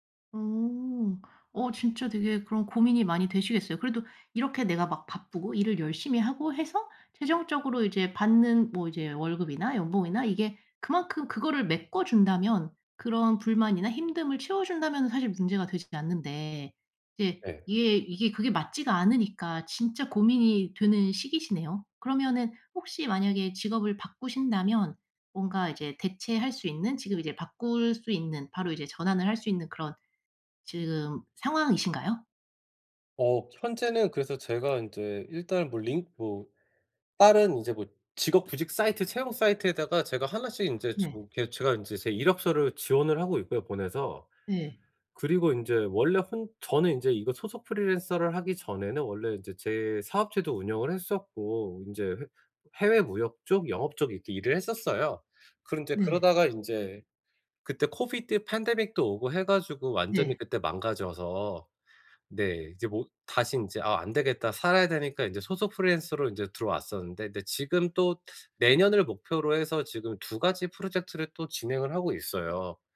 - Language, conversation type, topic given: Korean, advice, 언제 직업을 바꾸는 것이 적기인지 어떻게 판단해야 하나요?
- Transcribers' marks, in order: tapping; put-on voice: "코비드 팬데믹도"